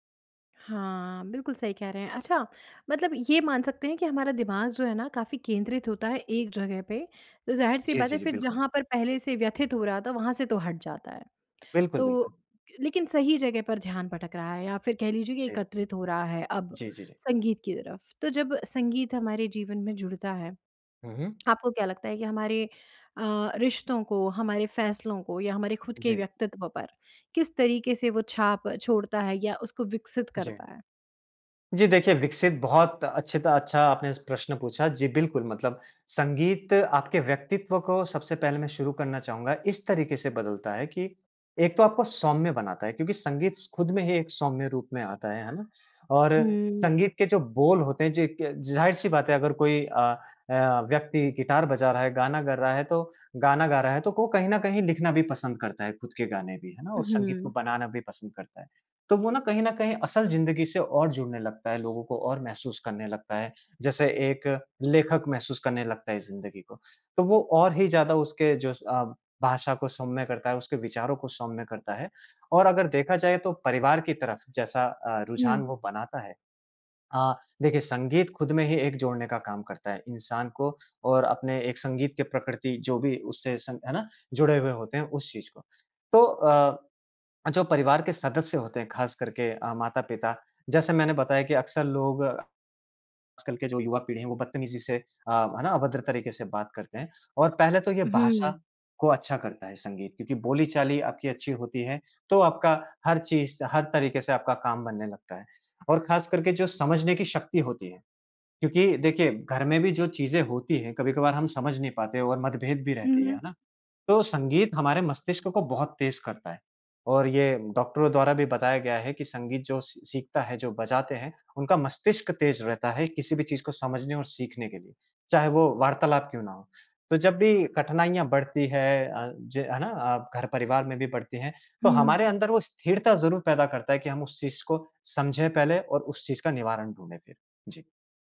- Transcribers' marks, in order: joyful: "अच्छा!"; tapping; background speech; "कर" said as "गर"
- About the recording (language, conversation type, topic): Hindi, podcast, ज़िंदगी के किस मोड़ पर संगीत ने आपको संभाला था?